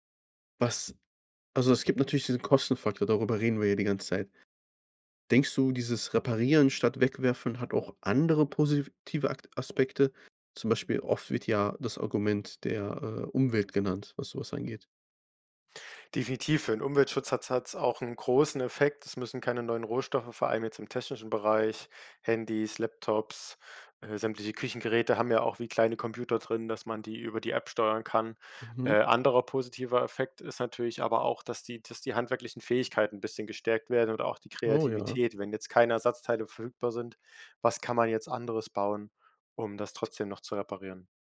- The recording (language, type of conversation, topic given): German, podcast, Was hältst du davon, Dinge zu reparieren, statt sie wegzuwerfen?
- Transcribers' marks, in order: other background noise